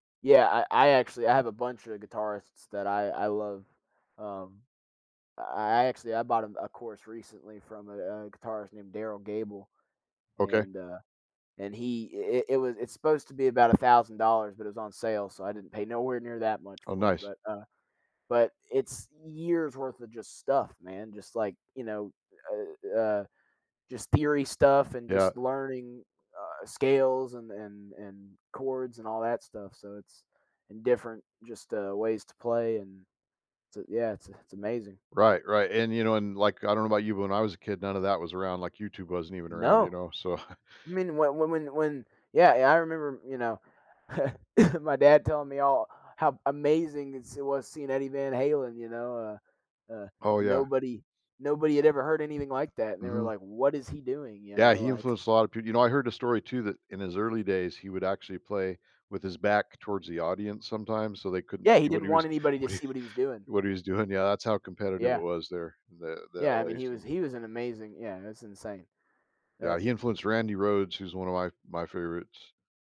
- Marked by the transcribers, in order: stressed: "years"; chuckle; chuckle; laughing while speaking: "what he"; laughing while speaking: "doing"; unintelligible speech
- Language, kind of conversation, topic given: English, unstructured, How has modern technology transformed the way you go about your day?